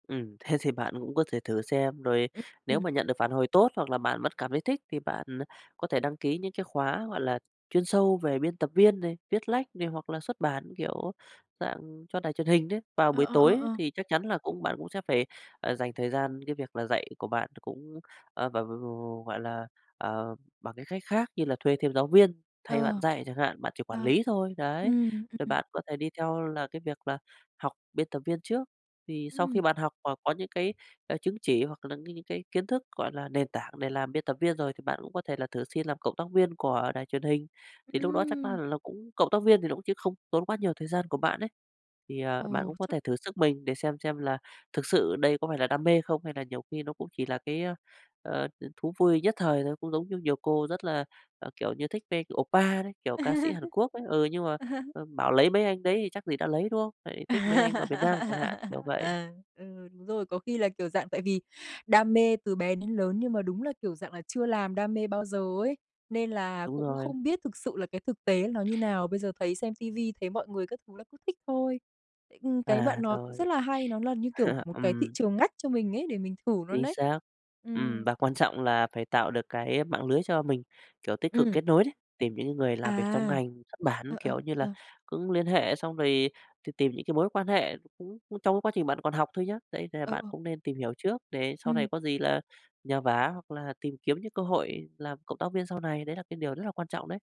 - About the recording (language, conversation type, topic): Vietnamese, advice, Làm sao để không phải giấu đam mê thật mà vẫn giữ được công việc ổn định?
- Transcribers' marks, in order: tapping; other background noise; in Korean: "oppa"; laugh; laughing while speaking: "À"; laugh; sniff; other noise; sniff; laughing while speaking: "à"; "luôn" said as "nuôn"